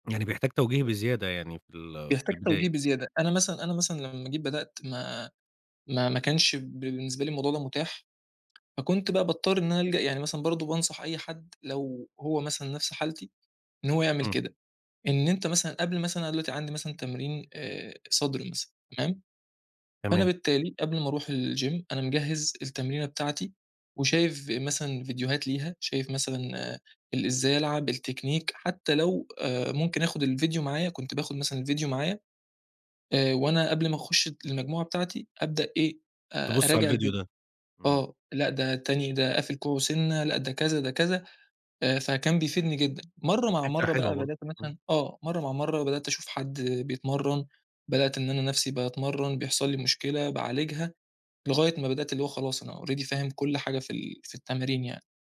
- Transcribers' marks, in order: tapping; in English: "الgym"; in English: "التكنيك"; in English: "already"
- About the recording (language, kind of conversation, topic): Arabic, podcast, فيه نصايح بسيطة للمبتدئين هنا؟